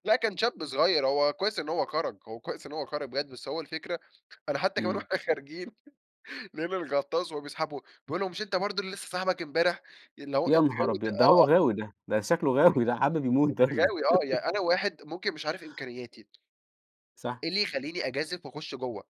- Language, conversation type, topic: Arabic, podcast, إيه هي هوايتك المفضلة وليه بتحبّها؟
- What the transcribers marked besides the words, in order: laughing while speaking: "كمان واحنا خارجين لقينا الغطاس وهو بيسحبه"; chuckle; other background noise; laughing while speaking: "ده، حابب يموت ده والّا إيه؟"; laugh; tsk